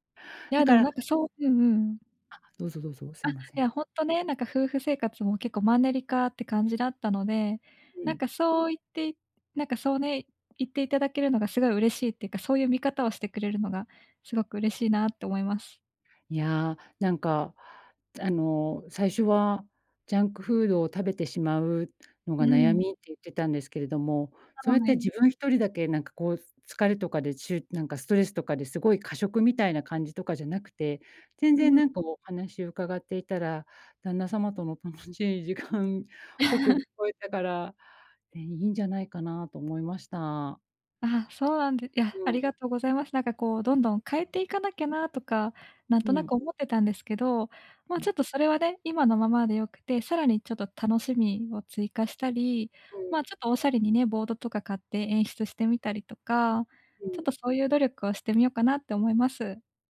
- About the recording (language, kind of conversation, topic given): Japanese, advice, 忙しくてついジャンクフードを食べてしまう
- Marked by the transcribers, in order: laugh; other background noise